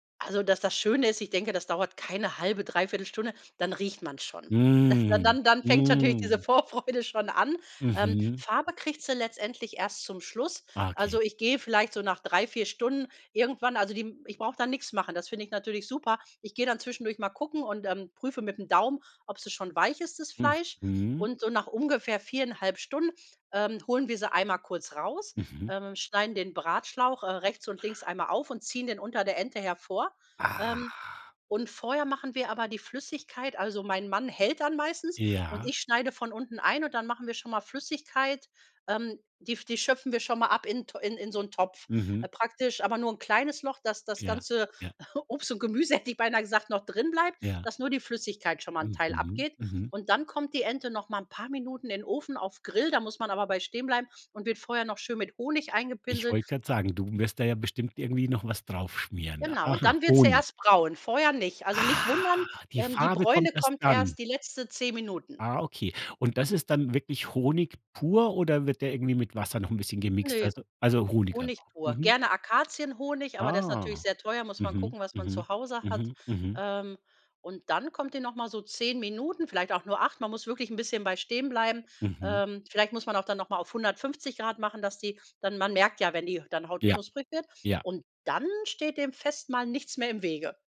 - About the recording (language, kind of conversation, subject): German, podcast, Wie planst du Menüs für Feiertage oder Familienfeste?
- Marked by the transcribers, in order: laughing while speaking: "Vorfreude"; drawn out: "Ah"; chuckle; other background noise; drawn out: "Ah"; stressed: "dann"